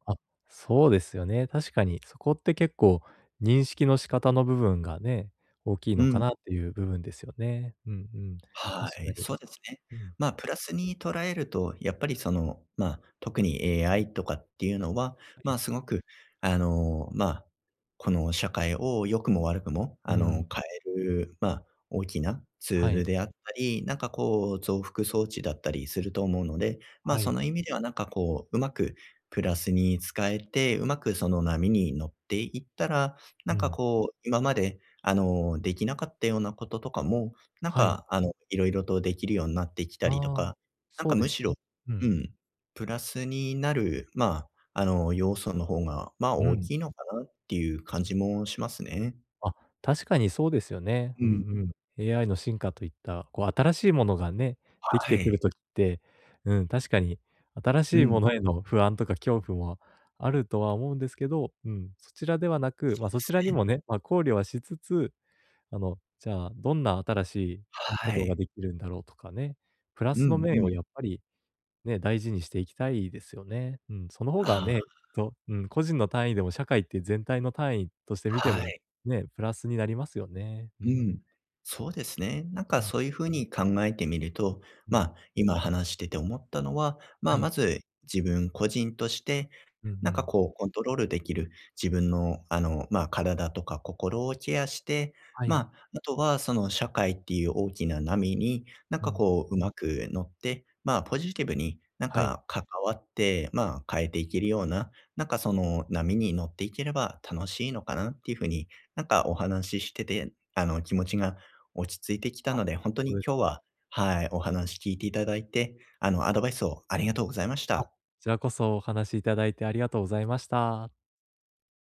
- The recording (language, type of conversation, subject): Japanese, advice, 不確実な状況にどう向き合えば落ち着いて過ごせますか？
- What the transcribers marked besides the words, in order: tapping; other background noise